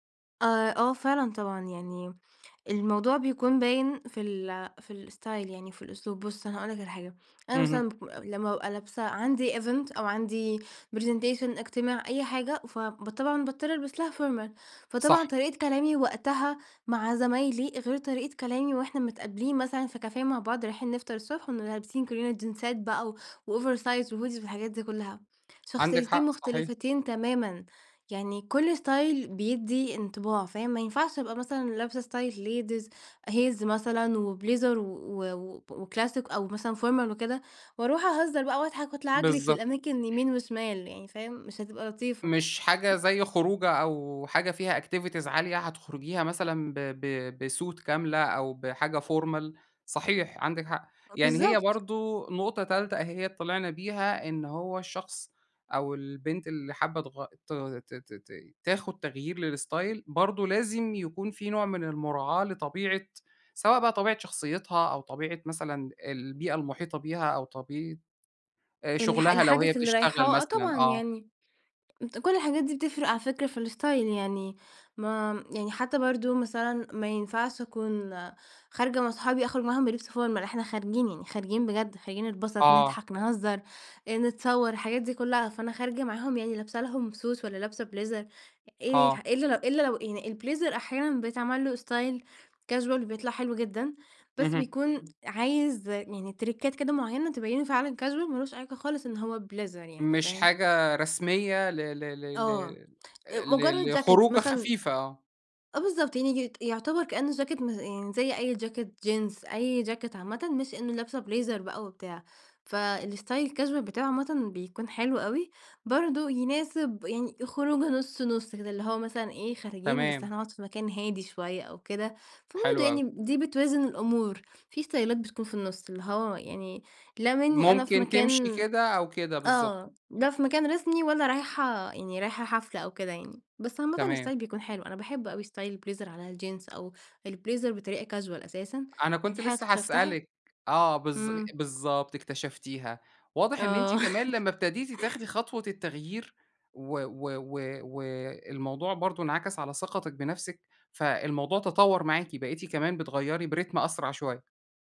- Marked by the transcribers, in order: in English: "الاستايل"; in English: "event"; in English: "presentation"; in English: "formal"; in French: "كافيه"; in English: "وOversize وHoodies"; tapping; in English: "ستايل"; in English: "ستايل ladies heels"; in English: "وبليزر"; in English: "وكلاسيك"; in English: "formal"; in English: "activities"; in English: "بsuit"; in English: "formal"; in English: "للاستايل"; in English: "الاستايل"; in English: "formal"; in English: "Suit"; in English: "بليزر"; in English: "البليزر"; in English: "استايل casual"; in English: "تريكات"; in English: "casual"; in English: "بليزر"; in English: "بليزر"; in English: "فالاستايل الcasual"; in English: "استايلات"; in English: "استايل"; in English: "استايل البليزر"; in English: "البليزر"; in English: "casual"; laugh; in English: "بريتم"
- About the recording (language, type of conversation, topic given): Arabic, podcast, إيه نصيحتك للي عايز يغيّر ستايله بس خايف يجرّب؟